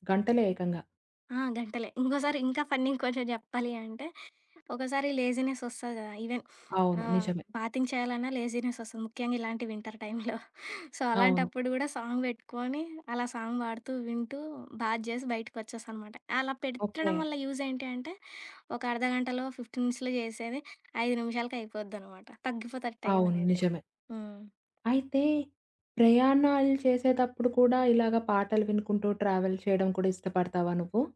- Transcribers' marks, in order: in English: "ఫన్నీ"; in English: "లేజీనెస్"; in English: "ఈవెన్"; in English: "బాతింగ్"; in English: "లేజీనెస్"; in English: "వింటర్ టైమ్‌లో. సో"; giggle; in English: "సాంగ్"; in English: "సాంగ్"; in English: "బాత్"; in English: "ఫిఫ్టీన్ మినిట్స్‌లో"; other background noise; in English: "ట్రావెల్"
- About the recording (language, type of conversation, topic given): Telugu, podcast, పాత హాబీతో మళ్లీ మమేకమయ్యేటప్పుడు సాధారణంగా ఎదురయ్యే సవాళ్లు ఏమిటి?